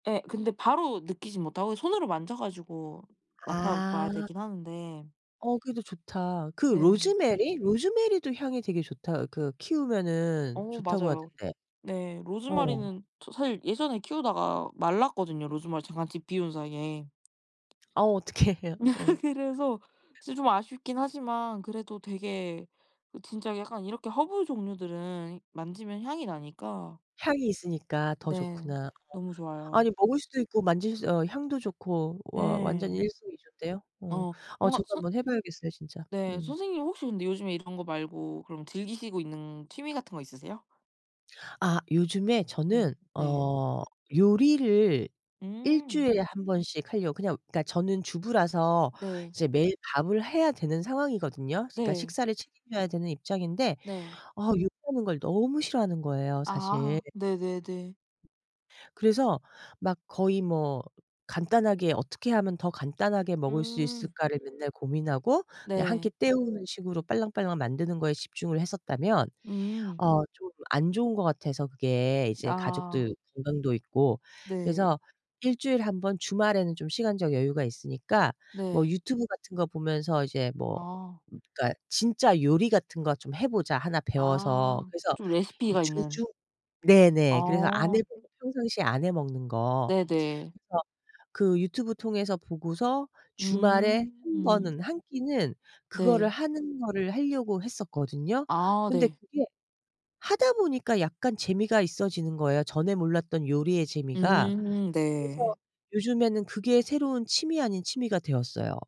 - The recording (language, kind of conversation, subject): Korean, unstructured, 요즘 취미로 무엇을 즐기고 있나요?
- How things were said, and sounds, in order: other background noise; laughing while speaking: "어떡해"; laugh; laughing while speaking: "그래서"; tapping; background speech